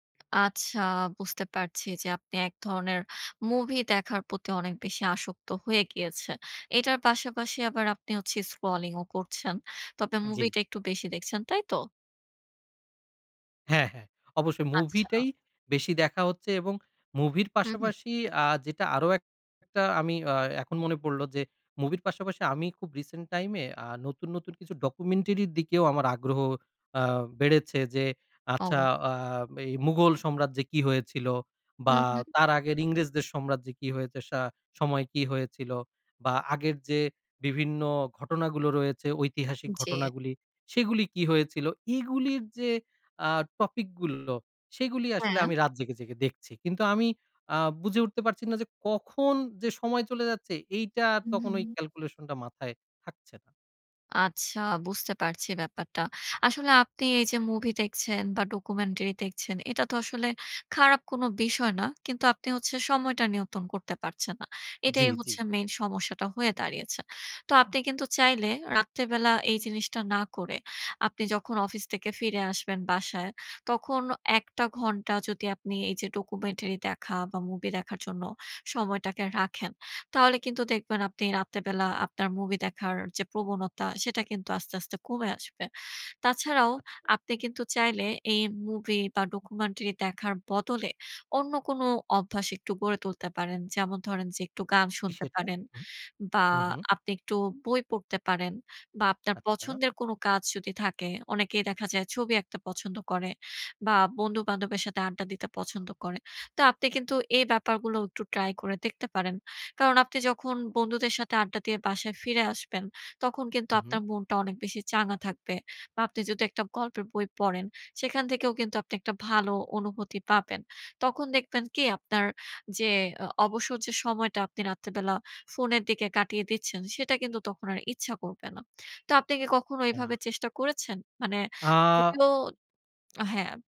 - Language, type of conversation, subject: Bengali, advice, রাতে ফোন ব্যবহার কমিয়ে ঘুম ঠিক করার চেষ্টা বারবার ব্যর্থ হওয়ার কারণ কী হতে পারে?
- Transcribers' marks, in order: other background noise; in English: "রিসেন্ট"; in English: "ক্যালকুলেশন"; "নিয়ন্ত্রন" said as "নিয়ন্তন"; horn